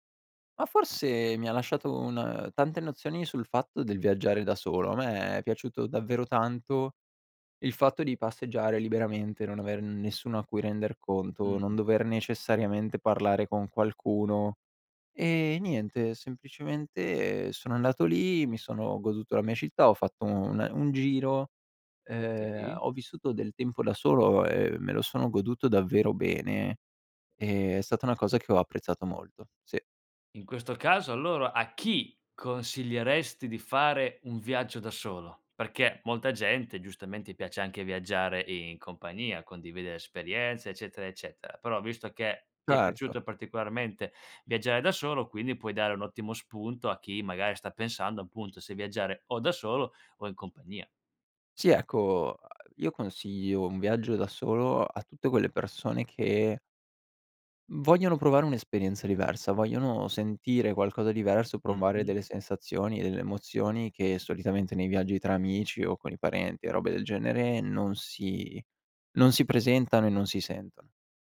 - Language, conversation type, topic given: Italian, podcast, Ti è mai capitato di perderti in una città straniera?
- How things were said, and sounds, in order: none